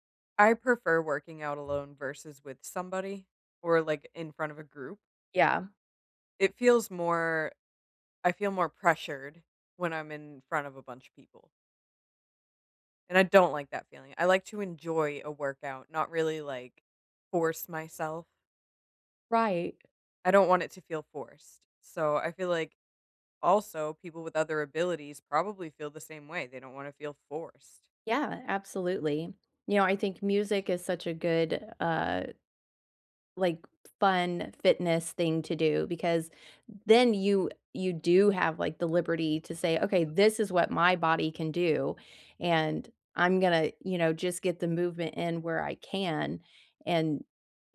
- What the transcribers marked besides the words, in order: tapping; other background noise
- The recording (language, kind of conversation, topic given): English, unstructured, How can I make my gym welcoming to people with different abilities?